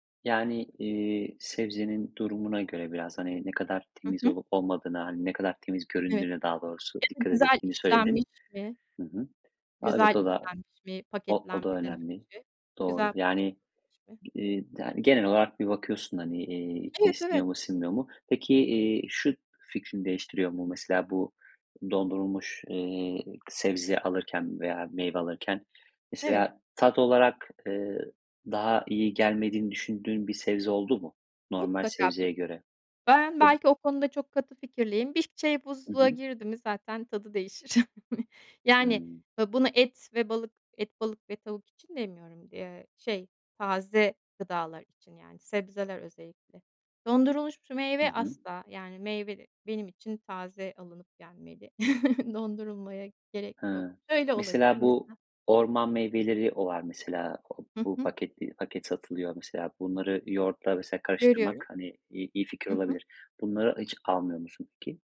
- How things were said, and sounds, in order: unintelligible speech; other background noise; chuckle; chuckle
- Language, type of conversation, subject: Turkish, podcast, Yemek yaparken genelde hangi tarifleri tercih ediyorsun ve neden?